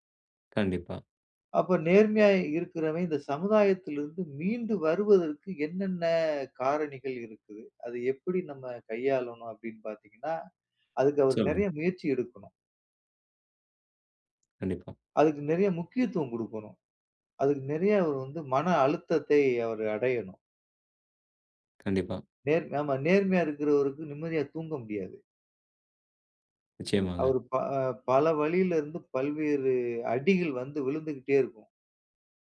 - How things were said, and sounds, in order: none
- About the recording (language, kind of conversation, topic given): Tamil, podcast, நேர்மை நம்பிக்கையை உருவாக்குவதில் எவ்வளவு முக்கியம்?